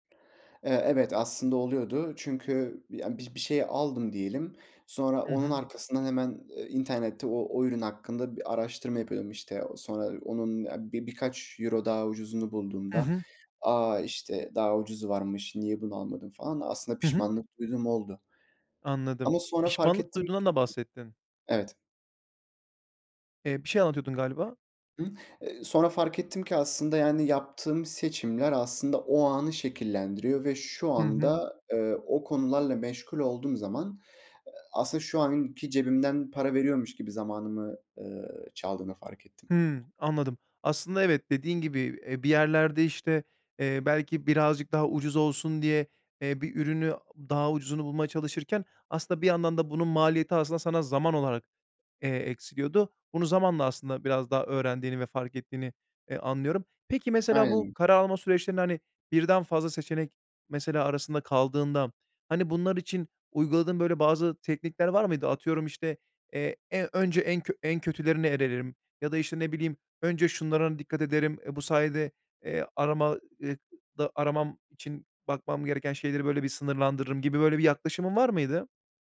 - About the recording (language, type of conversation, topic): Turkish, podcast, Seçim yaparken 'mükemmel' beklentisini nasıl kırarsın?
- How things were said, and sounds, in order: other background noise